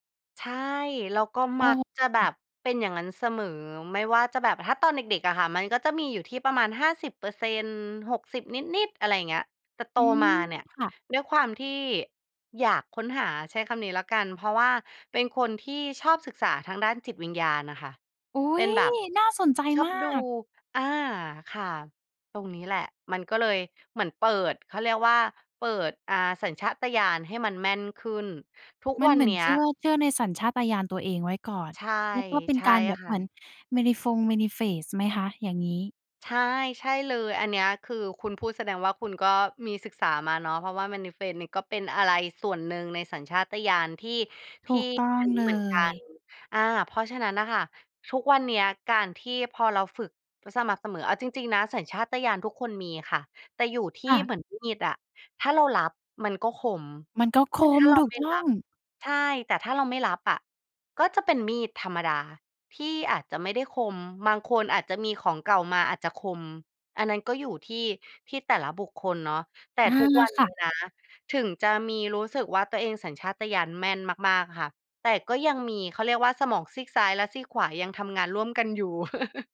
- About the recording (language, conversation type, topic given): Thai, podcast, เราควรปรับสมดุลระหว่างสัญชาตญาณกับเหตุผลในการตัดสินใจอย่างไร?
- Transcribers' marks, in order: unintelligible speech; in English: "manifest"; in English: "manifest"; chuckle